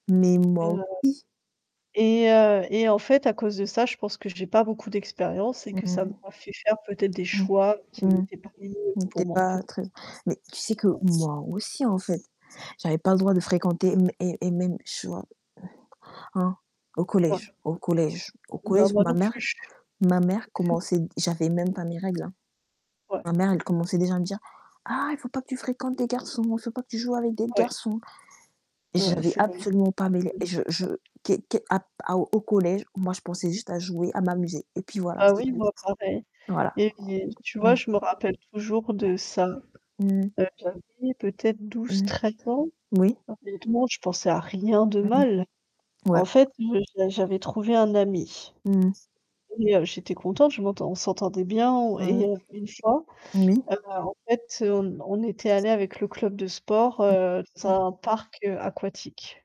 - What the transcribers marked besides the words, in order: mechanical hum; distorted speech; static; tapping; unintelligible speech; put-on voice: "Ah, il faut pas que … avec des garçons"; unintelligible speech; other background noise
- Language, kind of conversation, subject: French, unstructured, La gestion des attentes familiales est-elle plus délicate dans une amitié ou dans une relation amoureuse ?
- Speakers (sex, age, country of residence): female, 20-24, France; female, 30-34, Germany